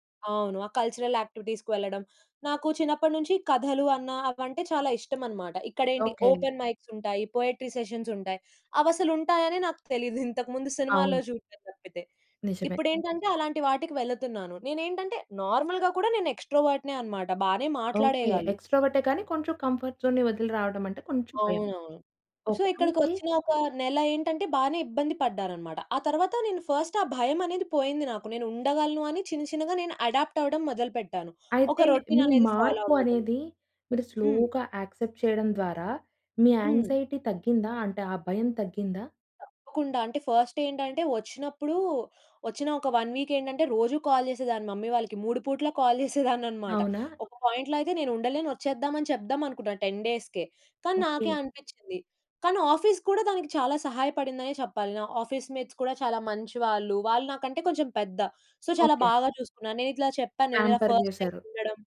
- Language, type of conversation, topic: Telugu, podcast, మార్పు పట్ల మీకు వచ్చిన భయాన్ని మీరు ఎలా జయించారో చెప్పగలరా?
- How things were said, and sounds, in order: in English: "కల్చరల్ యాక్టివిటీస్‌కి"; in English: "ఓపెన్ మైక్స్"; in English: "పోయెట్రీ సెషన్స్"; in English: "నార్మల్‌గా"; in English: "ఎక్స్‌ట్రావర్ట్‌నే"; in English: "కంఫర్ట్ జోన్‌ని"; in English: "సో"; in English: "ఫస్ట్"; in English: "అడాప్ట్"; in English: "రొటీన్"; in English: "ఫాలో"; in English: "స్లోగా యాక్సెప్ట్"; in English: "యాంక్సైటీ"; in English: "ఫస్ట్"; in English: "వన్ వీక్"; in English: "కాల్"; in English: "మమ్మీ"; in English: "కాల్"; giggle; in English: "పాయింట్‌లో"; in English: "టెన్"; in English: "ఆఫీస్"; in English: "ఆఫీస్ మేట్స్"; in English: "సో"; in English: "పాంపర్"; in English: "ఫస్ట్ టైమ్"